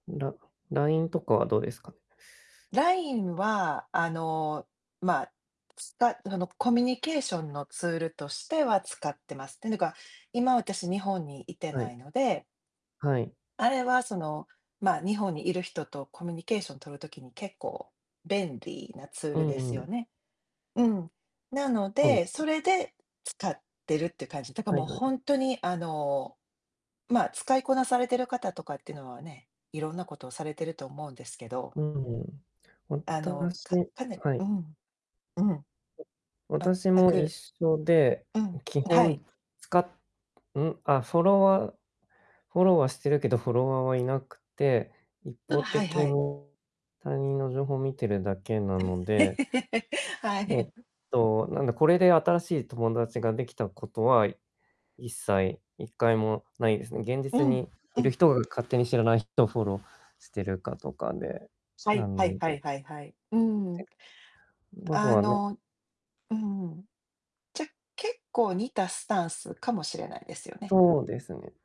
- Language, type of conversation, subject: Japanese, unstructured, SNSは人とのつながりにどのような影響を与えていますか？
- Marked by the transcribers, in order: distorted speech; other noise; tapping; laugh; laughing while speaking: "はい"; other background noise